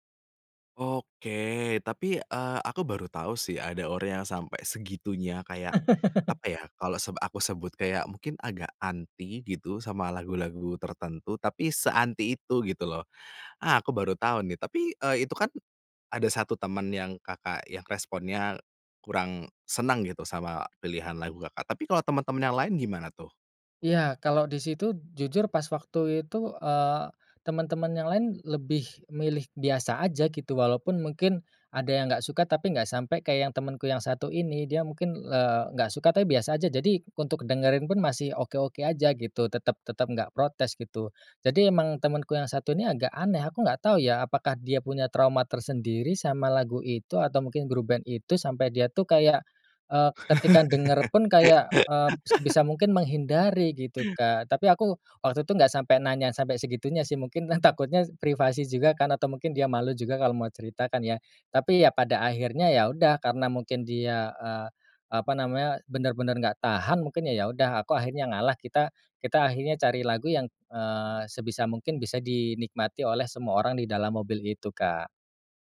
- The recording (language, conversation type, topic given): Indonesian, podcast, Pernahkah ada lagu yang memicu perdebatan saat kalian membuat daftar putar bersama?
- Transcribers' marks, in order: laugh; laugh